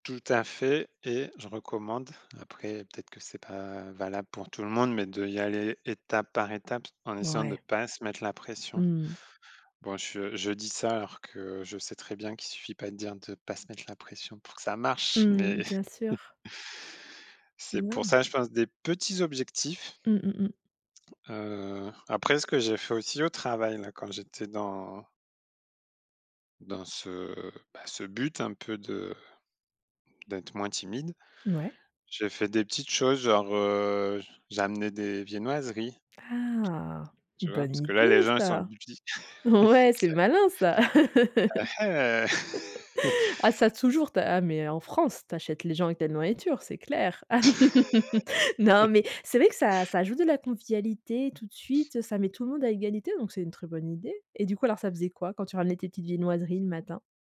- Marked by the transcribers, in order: chuckle; unintelligible speech; other background noise; laughing while speaking: "Ouais"; laugh; unintelligible speech; chuckle; chuckle; laugh; laugh
- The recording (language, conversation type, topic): French, podcast, Comment surmonter sa timidité pour faire des rencontres ?